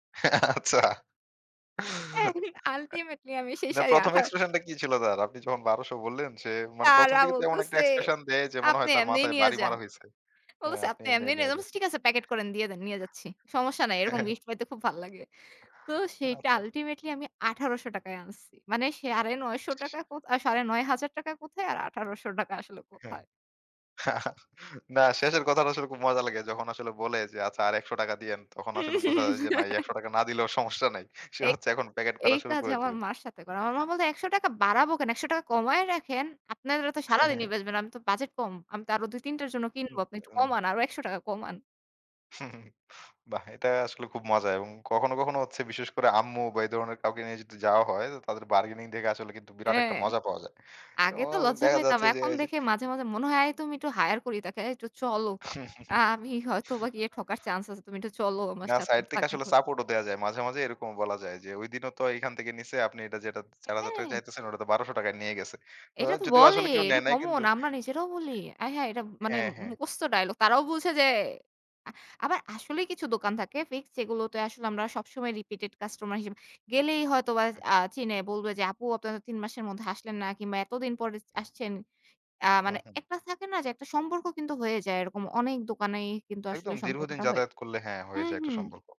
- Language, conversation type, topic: Bengali, podcast, কম খরচে কীভাবে ভালো দেখানো যায় বলে তুমি মনে করো?
- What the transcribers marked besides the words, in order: laugh; laugh; laugh; chuckle; chuckle; other noise